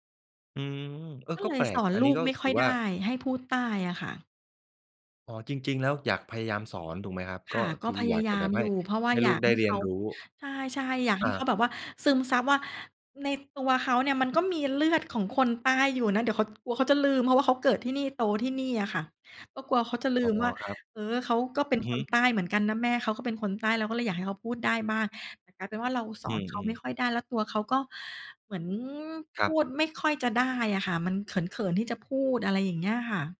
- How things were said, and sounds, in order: none
- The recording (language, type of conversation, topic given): Thai, podcast, ภาษาในบ้านส่งผลต่อความเป็นตัวตนของคุณอย่างไรบ้าง?